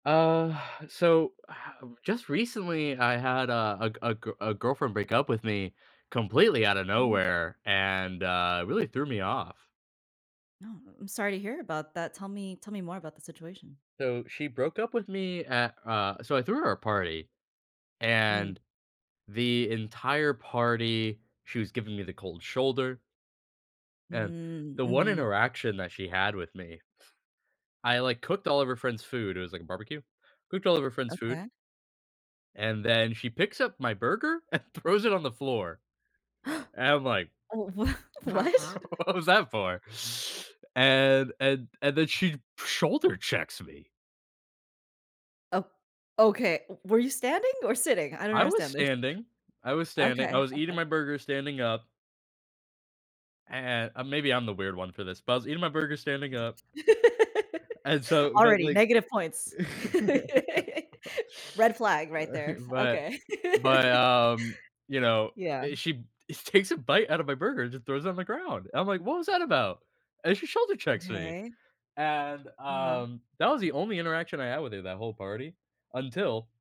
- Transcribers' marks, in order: sigh; drawn out: "Mm"; scoff; laughing while speaking: "and"; gasp; surprised: "Oh, wha what?"; laughing while speaking: "wha what?"; background speech; laughing while speaking: "What"; laugh; laugh; laugh
- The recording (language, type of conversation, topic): English, advice, How can I cope with shock after a sudden breakup?